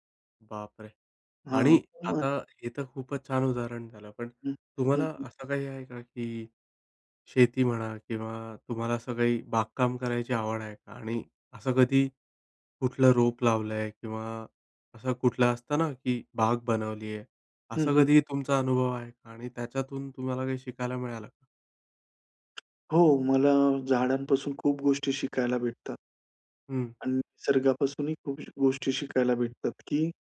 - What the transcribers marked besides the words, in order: surprised: "बापरे!"; unintelligible speech; tapping; other background noise
- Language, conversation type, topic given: Marathi, podcast, निसर्गाकडून तुम्हाला संयम कसा शिकायला मिळाला?